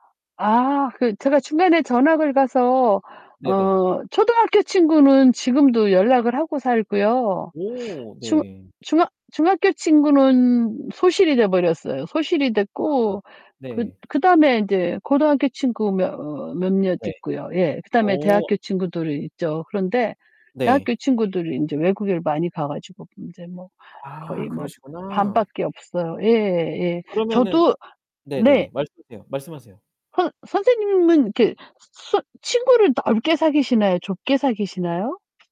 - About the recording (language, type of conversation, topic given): Korean, unstructured, 공부 외에 학교에서 배운 가장 중요한 것은 무엇인가요?
- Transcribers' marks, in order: distorted speech; tapping; other background noise